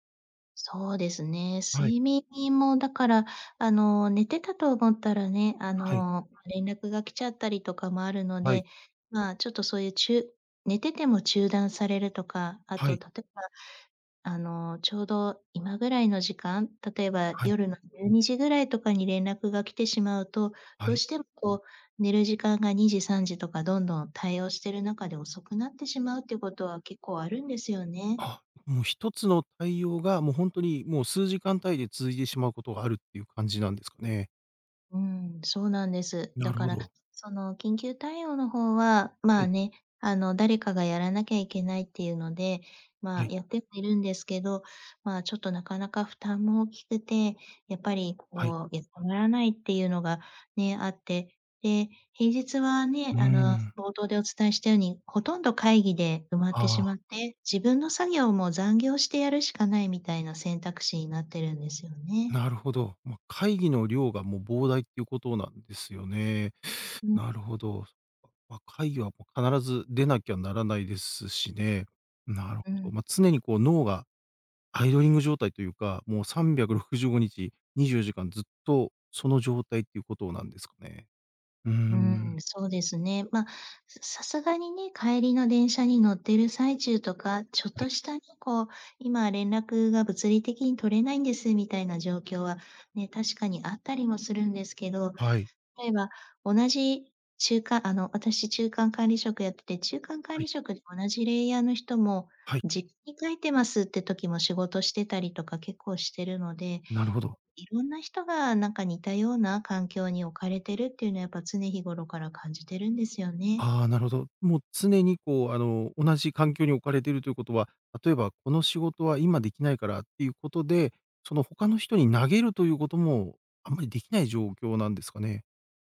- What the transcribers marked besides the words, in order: other background noise
- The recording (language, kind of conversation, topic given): Japanese, advice, 仕事が忙しくて休憩や休息を取れないのですが、どうすれば取れるようになりますか？